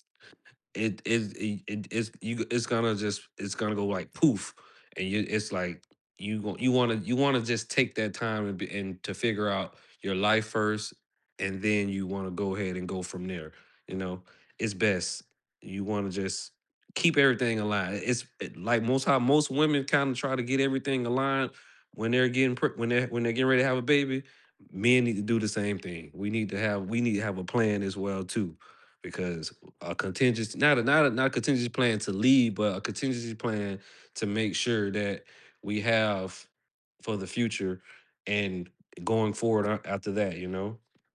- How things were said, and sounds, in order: other background noise
- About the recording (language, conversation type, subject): English, unstructured, How do you balance work and personal life?
- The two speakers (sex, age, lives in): male, 35-39, United States; male, 50-54, United States